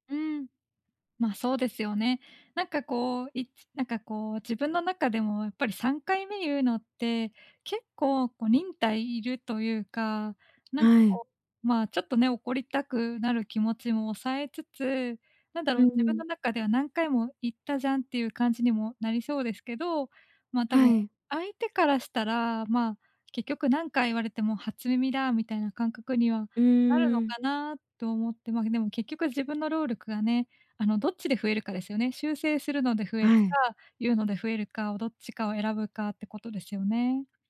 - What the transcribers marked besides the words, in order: none
- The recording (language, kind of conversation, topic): Japanese, advice, 相手の反応が怖くて建設的なフィードバックを伝えられないとき、どうすればよいですか？